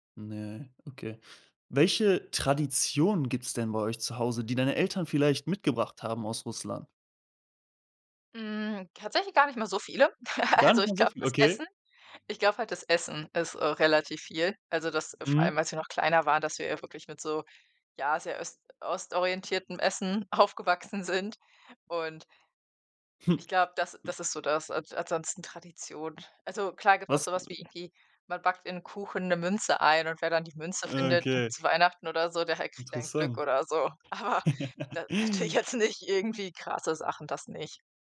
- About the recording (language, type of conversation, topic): German, podcast, Welche Rolle hat Migration in deiner Familie gespielt?
- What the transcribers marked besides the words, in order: chuckle; laughing while speaking: "aufgewachsen sind"; laughing while speaking: "Aber"; giggle; laughing while speaking: "natürlich"